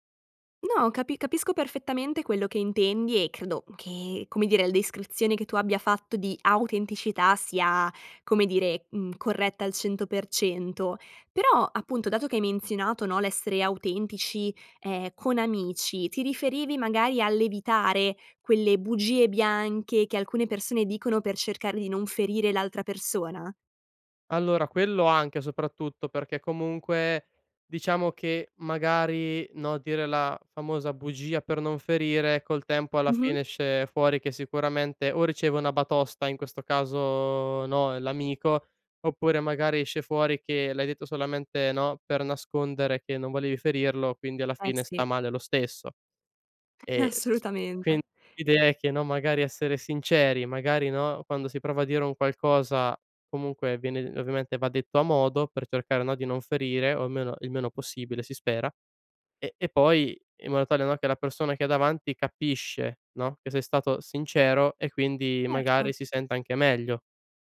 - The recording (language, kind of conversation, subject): Italian, podcast, Cosa significa per te essere autentico, concretamente?
- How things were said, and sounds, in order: other background noise